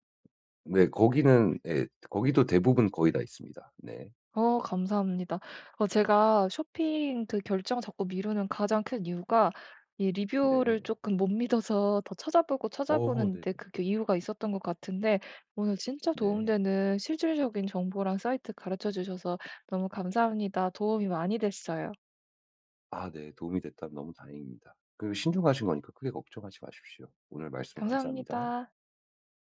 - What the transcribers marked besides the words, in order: other background noise; tapping
- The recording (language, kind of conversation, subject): Korean, advice, 쇼핑할 때 결정을 미루지 않으려면 어떻게 해야 하나요?